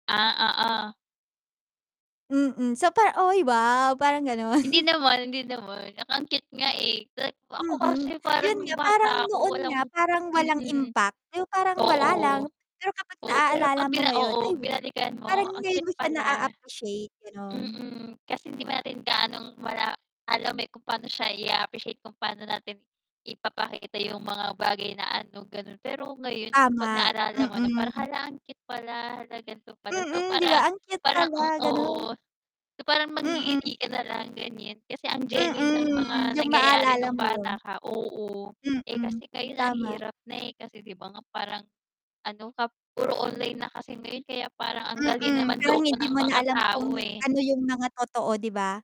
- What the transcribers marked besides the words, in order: static; distorted speech; chuckle; unintelligible speech; unintelligible speech
- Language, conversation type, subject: Filipino, unstructured, Paano mo ilalarawan ang tunay na pagmamahal?